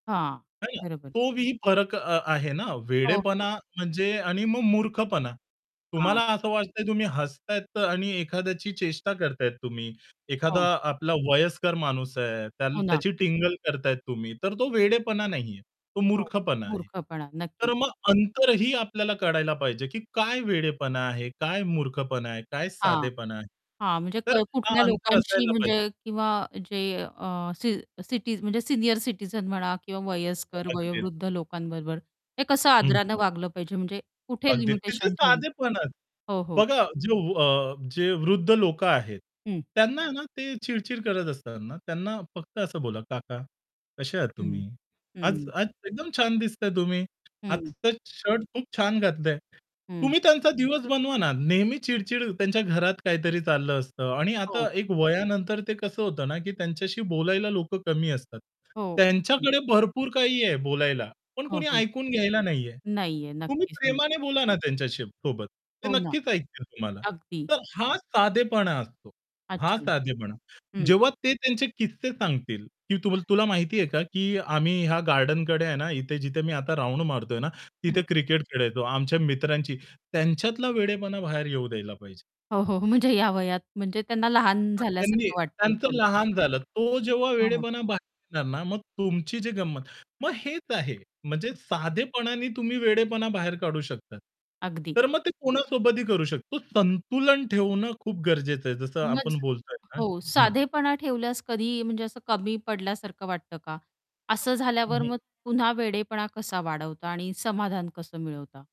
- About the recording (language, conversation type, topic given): Marathi, podcast, थाटामाट आणि साधेपणा यांच्यात योग्य तो समतोल तुम्ही कसा साधता?
- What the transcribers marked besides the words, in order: static; distorted speech; unintelligible speech; tapping; other background noise; other noise; laughing while speaking: "म्हणजे या वयात"